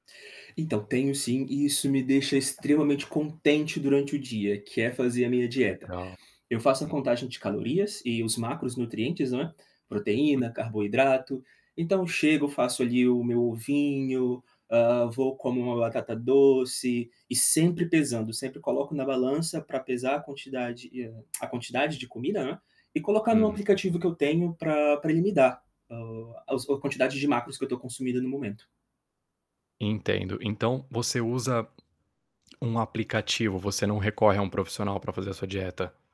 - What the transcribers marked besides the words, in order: unintelligible speech; tongue click; distorted speech; tapping
- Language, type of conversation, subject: Portuguese, podcast, Qual é a sua rotina de autocuidado durante a recuperação?